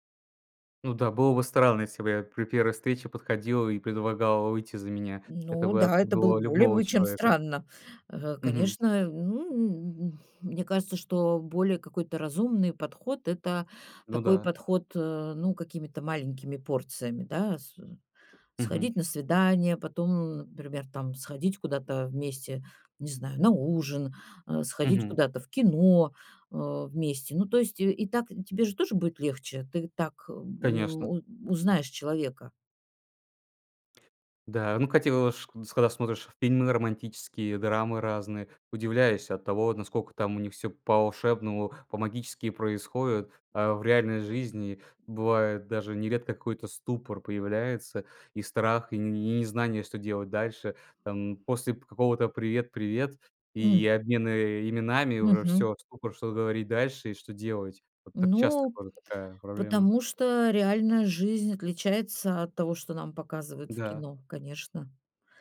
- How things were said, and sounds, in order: other noise
- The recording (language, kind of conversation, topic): Russian, advice, Как справиться со страхом одиночества и нежеланием снова ходить на свидания?